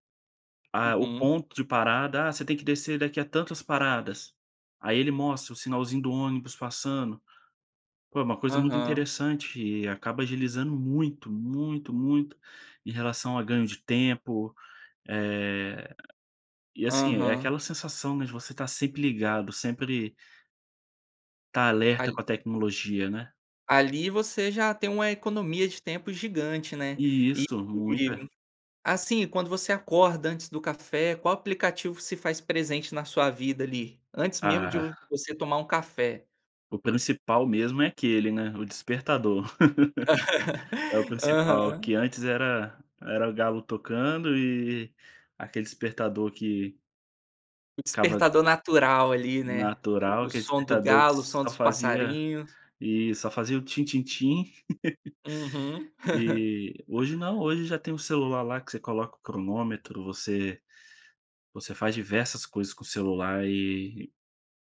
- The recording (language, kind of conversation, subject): Portuguese, podcast, Como a tecnologia mudou o seu dia a dia?
- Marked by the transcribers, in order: laugh; laugh; chuckle